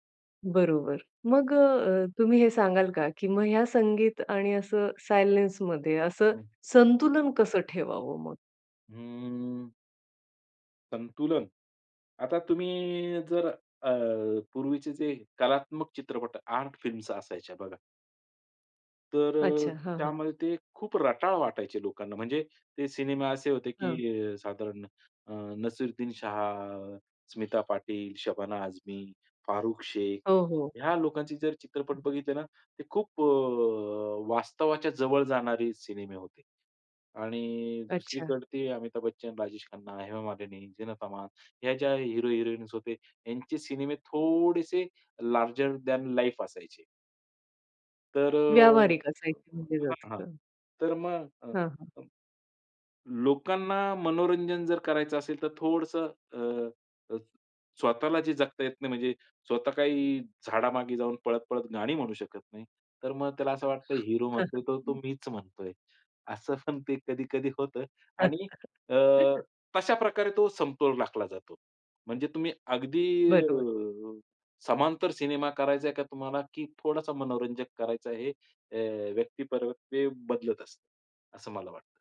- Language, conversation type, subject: Marathi, podcast, सिनेमात संगीतामुळे भावनांना कशी उर्जा मिळते?
- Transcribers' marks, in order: in English: "सायलेन्समध्ये"; in English: "आर्ट फिल्म्स"; other background noise; in English: "लार्जर दॅन लाईफ"; chuckle; laughing while speaking: "असं पण ते कधी-कधी होतं"; chuckle